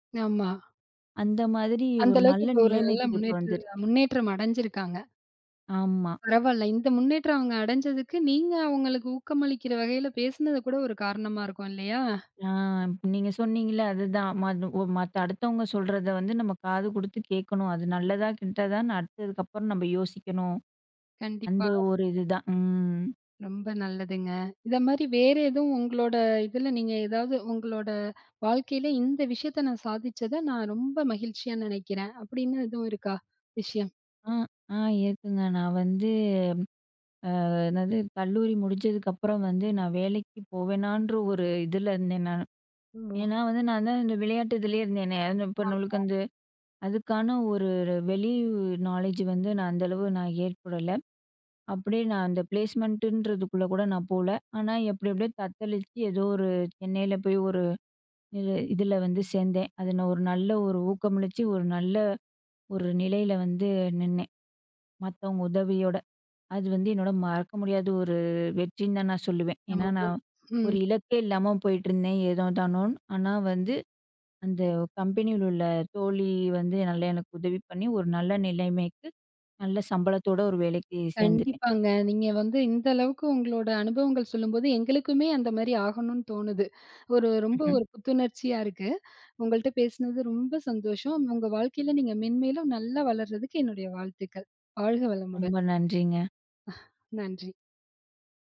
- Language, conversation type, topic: Tamil, podcast, நீ உன் வெற்றியை எப்படி வரையறுக்கிறாய்?
- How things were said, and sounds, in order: drawn out: "வந்து"; in English: "நாலேட்ஜ்"; in English: "ப்ளேஸ்மெண்ட்ன்றதுக்குள்ள"; unintelligible speech; "ஏனோ தானோன்னு" said as "ஏதோ தானோன்"; "மேன்மேலும்" said as "மென்மேலும்"; chuckle